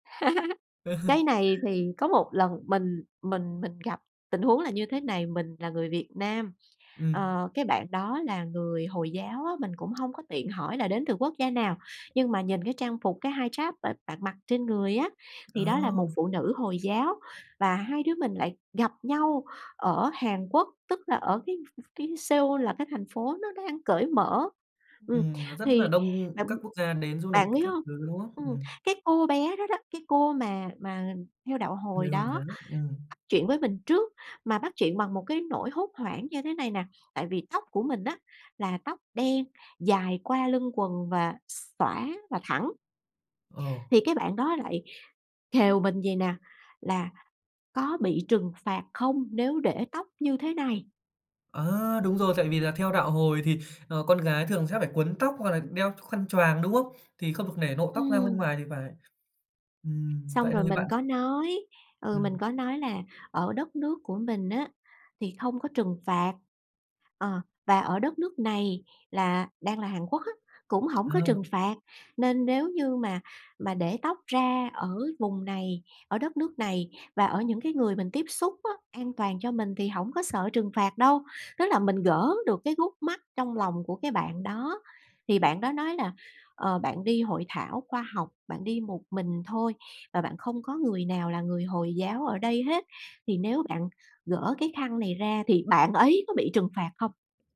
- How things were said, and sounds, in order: laugh; other background noise; tapping; in Arabic: "hijab"; "lịch" said as "nịch"; "lộ" said as "nộ"
- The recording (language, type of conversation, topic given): Vietnamese, podcast, Theo bạn, điều gì giúp người lạ dễ bắt chuyện và nhanh thấy gần gũi với nhau?